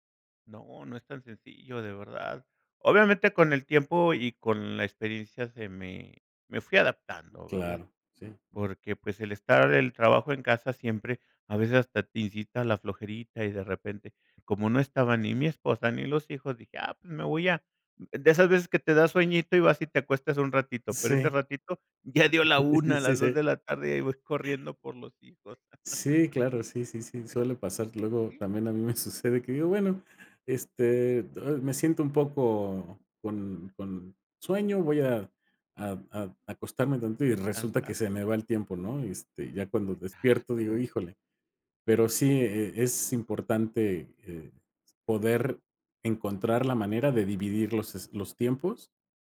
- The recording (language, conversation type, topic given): Spanish, podcast, ¿Cómo organizas tu espacio de trabajo en casa?
- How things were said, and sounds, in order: other background noise; other noise; laughing while speaking: "ya"; laugh; laughing while speaking: "me"